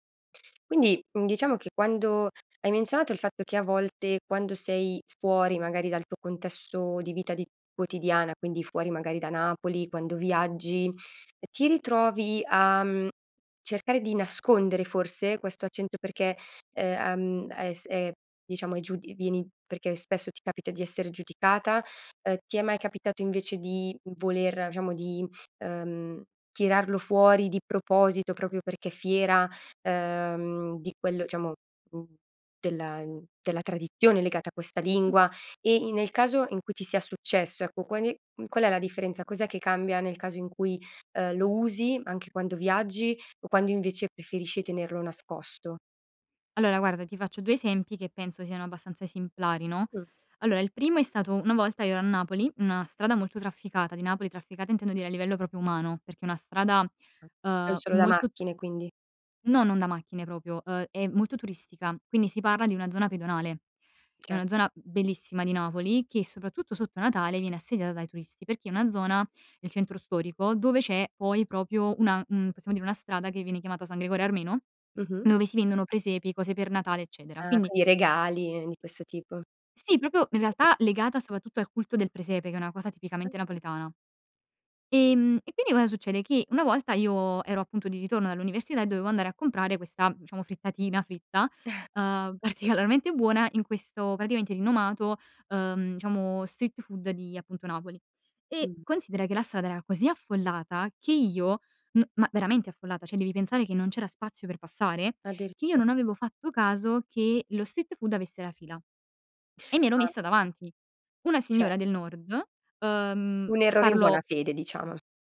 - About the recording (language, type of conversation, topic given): Italian, podcast, Come ti ha influenzato la lingua che parli a casa?
- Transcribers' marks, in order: "diciamo" said as "ciamo"; "proprio" said as "propio"; "diciamo" said as "ciamo"; "una" said as "na"; tapping; "proprio" said as "propio"; "proprio" said as "propio"; other background noise; unintelligible speech; chuckle; laughing while speaking: "particolarmente"; in English: "street food"; in English: "street food"